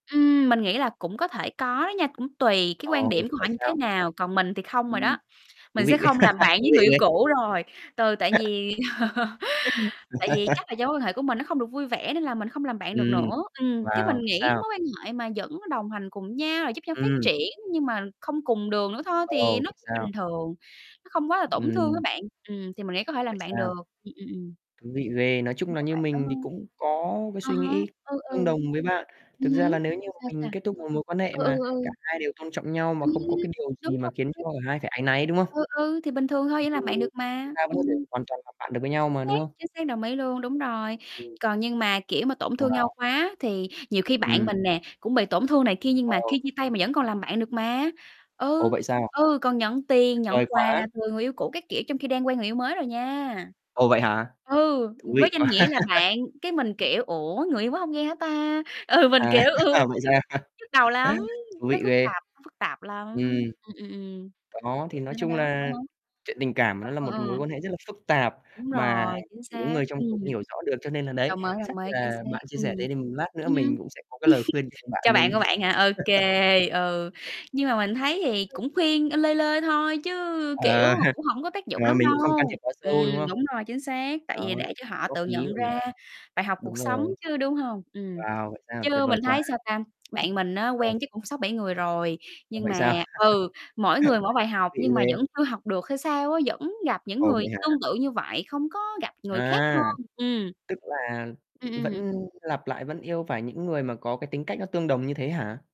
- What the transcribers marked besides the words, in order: distorted speech; tapping; laughing while speaking: "thú vị"; laugh; laugh; other background noise; laugh; laughing while speaking: "À"; laugh; laughing while speaking: "Ừ"; laugh; laugh; chuckle; chuckle
- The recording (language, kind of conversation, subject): Vietnamese, unstructured, Làm thế nào để biết khi nào nên nói lời chia tay?